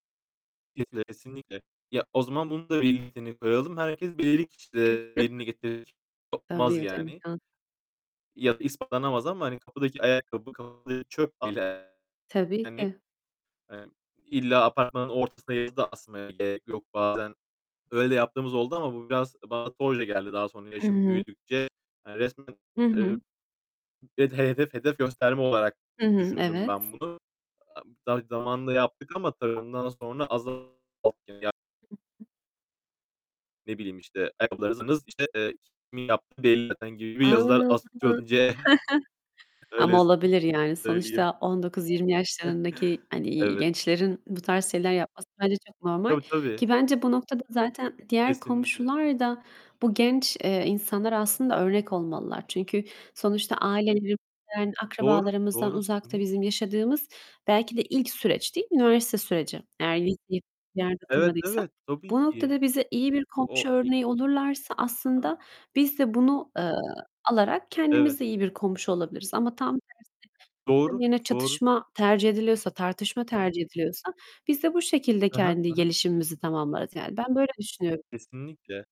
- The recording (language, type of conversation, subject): Turkish, unstructured, Sizce iyi bir komşu nasıl olmalı?
- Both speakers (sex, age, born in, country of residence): female, 25-29, Turkey, Italy; male, 25-29, Turkey, Germany
- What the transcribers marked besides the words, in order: distorted speech; chuckle; unintelligible speech; unintelligible speech; other noise; unintelligible speech; unintelligible speech; unintelligible speech; unintelligible speech; other background noise; chuckle; static; chuckle; unintelligible speech